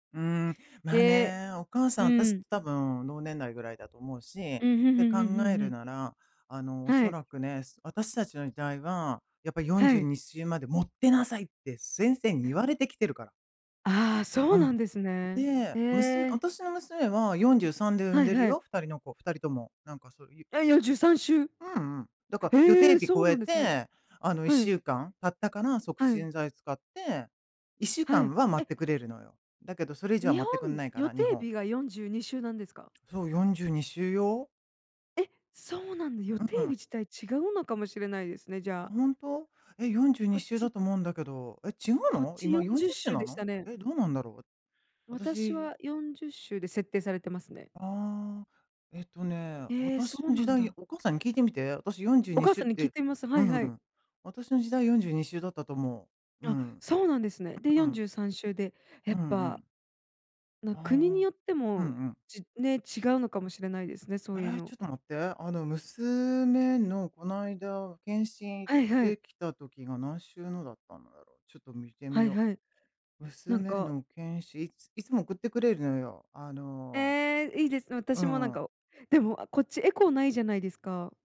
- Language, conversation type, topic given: Japanese, unstructured, 家族とケンカした後、どうやって和解しますか？
- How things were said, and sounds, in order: none